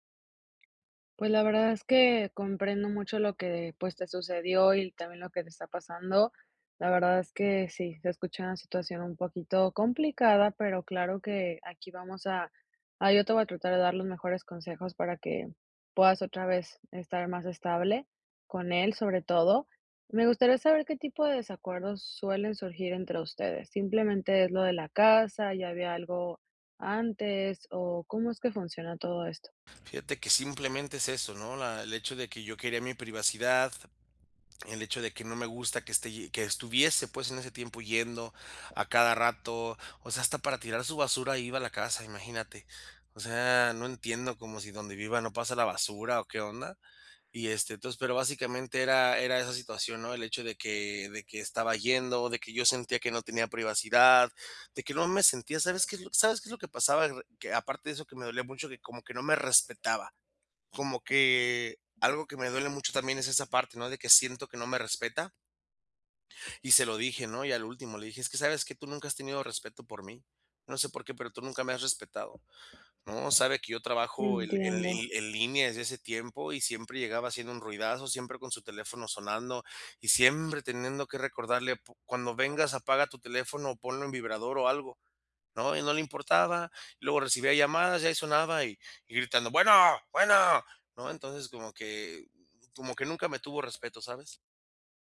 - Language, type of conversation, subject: Spanish, advice, ¿Cómo pueden resolver los desacuerdos sobre la crianza sin dañar la relación familiar?
- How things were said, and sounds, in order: tapping; other background noise; stressed: "siempre"